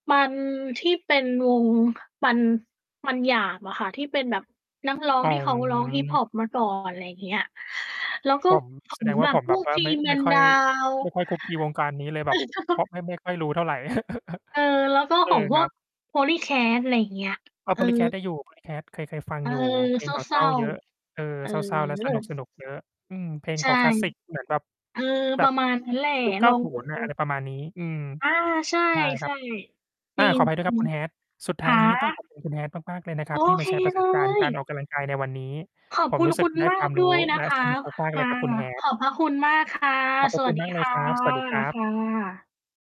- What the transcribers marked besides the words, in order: mechanical hum; distorted speech; chuckle; chuckle; static; drawn out: "เออ"
- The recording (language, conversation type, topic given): Thai, unstructured, คุณคิดว่าการออกกำลังกายสำคัญต่อชีวิตประจำวันของคุณมากแค่ไหน?